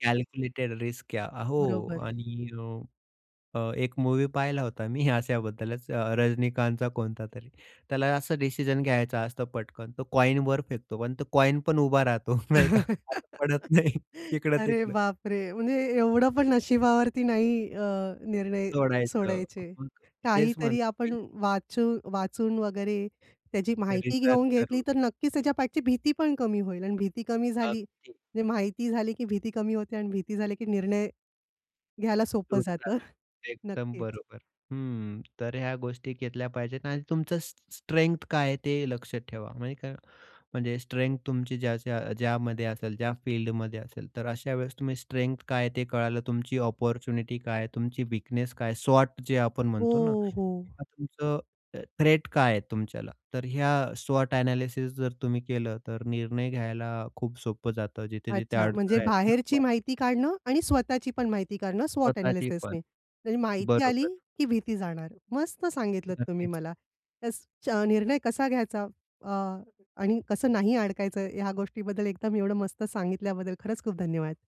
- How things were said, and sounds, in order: in English: "कॅल्क्युलेटेड रिस्क"; other background noise; chuckle; laughing while speaking: "नाही का, पडत नाही"; unintelligible speech; other noise; unintelligible speech; unintelligible speech; tapping; chuckle; in English: "अपॉर्च्युनिटी"; in English: "स्वॉट"; in English: "स्वॉट"; in English: "स्वॉट"
- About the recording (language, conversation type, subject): Marathi, podcast, निर्णय घ्यायला तुम्ही नेहमी का अडकता?